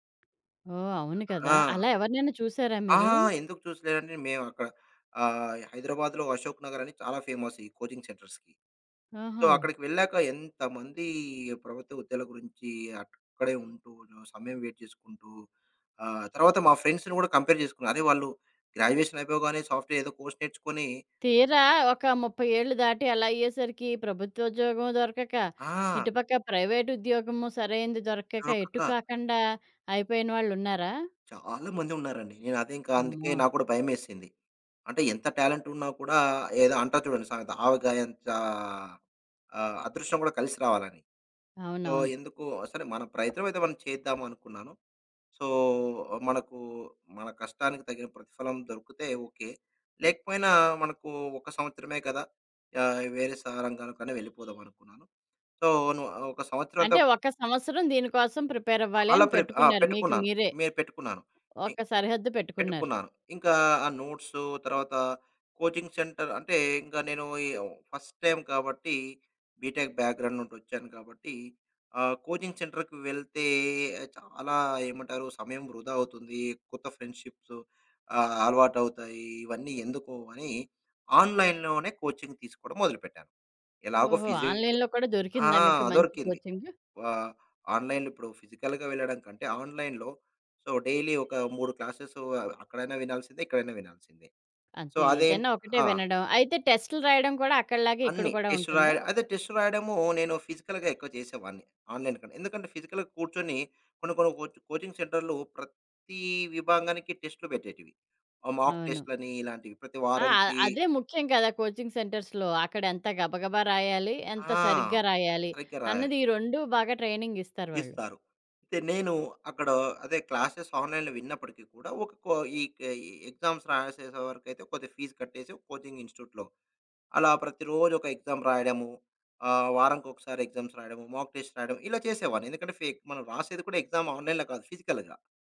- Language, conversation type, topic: Telugu, podcast, స్థిర ఉద్యోగం ఎంచుకోవాలా, లేదా కొత్త అవకాశాలను స్వేచ్ఛగా అన్వేషించాలా—మీకు ఏది ఇష్టం?
- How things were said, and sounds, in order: other background noise; in English: "ఫేమస్"; in English: "కోచింగ్ సెంటర్స్‌కి. సో"; in English: "వెయిట్"; in English: "ఫ్రెండ్స్‌ని"; in English: "కంపేర్"; in English: "గ్రాడ్యుయేషన్"; in English: "సాఫ్ట్‌వేర్"; in English: "కోర్స్"; in English: "ప్రైవేట్"; in English: "సో"; in English: "సో"; horn; in English: "సో"; in English: "కోచింగ్ సెంటర్"; in English: "ఫస్ట్ టైమ్"; in English: "బీటెక్ బ్యాక్‌గ్రౌండ్"; in English: "కోచింగ్ సెంటర్‌కి"; in English: "ఆన్‌లైన్‌లోనే కోచింగ్"; in English: "ఆన్‌లైన్‌లో"; in English: "ఆన్‌లైన్‌లో"; in English: "ఫిజికల్‌గా"; in English: "ఆన్‌లైన్‌లో, సో, డైలీ"; in English: "సో"; in English: "టెస్ట్"; in English: "టెస్ట్"; in English: "ఫిజికల్‌గా"; in English: "ఆన్‌లైన్"; in English: "ఫిజికల్‌గా"; in English: "కోచ్ కోచింగ్"; in English: "మాక్ టెస్ట్‌లని"; in English: "కోచింగ్ సెంటర్స్‌లో"; in English: "ట్రైనింగ్"; in English: "క్లాసెస్ ఆన్‌లైన్‌లో"; in English: "ఎగ్జామ్స్"; in English: "ఫీజ్"; in English: "కోచింగ్ ఇన్స్టిట్యూట్‌లో"; in English: "ఎగ్జామ్"; in English: "ఎగ్జామ్స్"; in English: "మాక్ టెస్ట్"; in English: "ఫేక్"; in English: "ఎగ్జామ్ ఆన్‌లైన్‌లో"; in English: "ఫిజికల్‌గా"